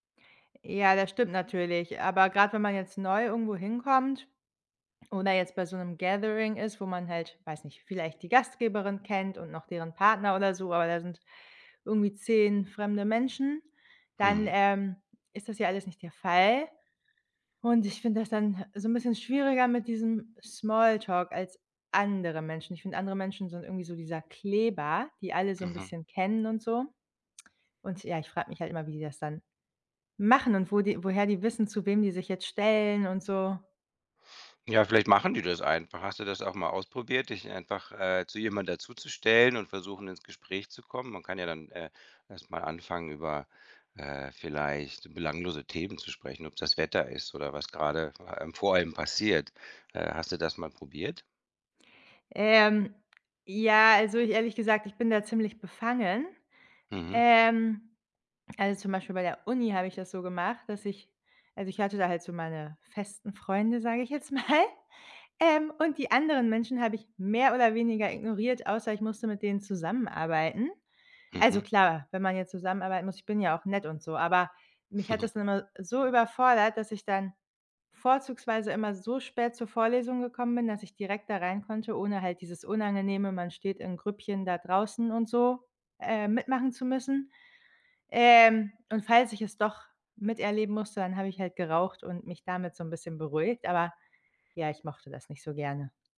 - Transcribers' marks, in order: in English: "Gathering"; tapping; other background noise; laughing while speaking: "mal"; chuckle
- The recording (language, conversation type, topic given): German, advice, Wie äußert sich deine soziale Angst bei Treffen oder beim Small Talk?